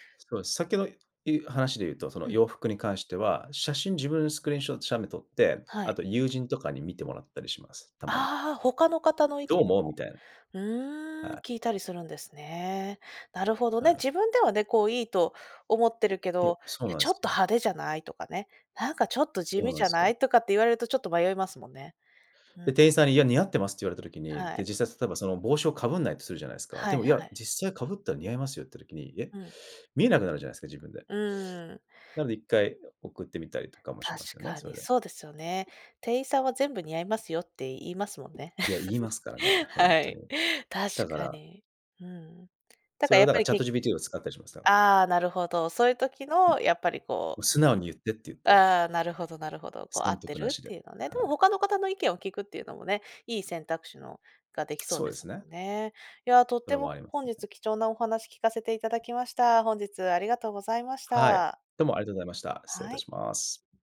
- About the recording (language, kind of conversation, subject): Japanese, podcast, 複数の魅力的な選択肢があるとき、どのように選びますか？
- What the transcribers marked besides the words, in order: other background noise; tapping; laugh